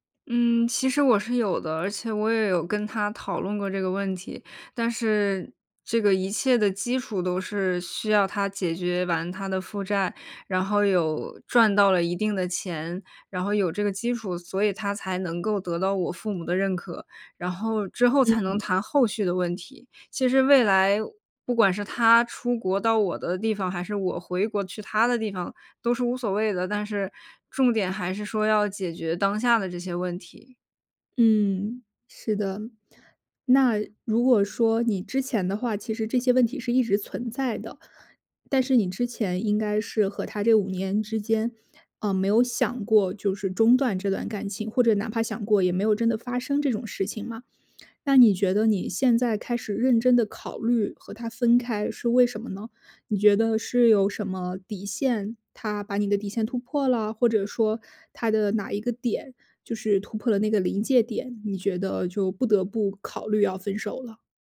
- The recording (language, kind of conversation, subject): Chinese, advice, 考虑是否该提出分手或继续努力
- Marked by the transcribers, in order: other background noise